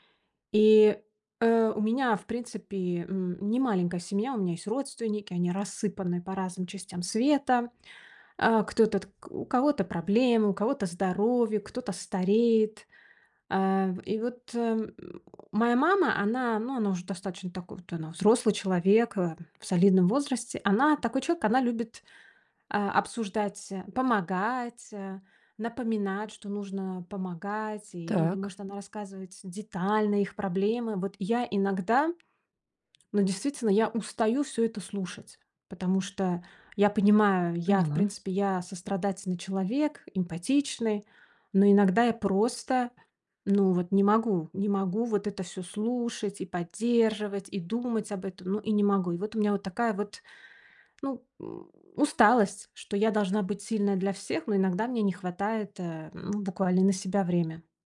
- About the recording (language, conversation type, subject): Russian, advice, Как вы переживаете ожидание, что должны сохранять эмоциональную устойчивость ради других?
- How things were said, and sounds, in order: none